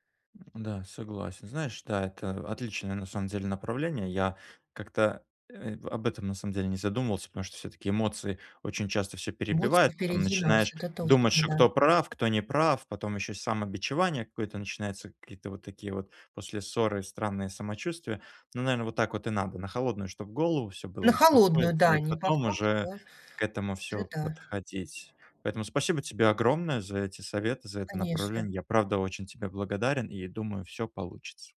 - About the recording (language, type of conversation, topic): Russian, advice, Как справиться с глубоким чувством вины и самокритикой после ссоры?
- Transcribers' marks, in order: none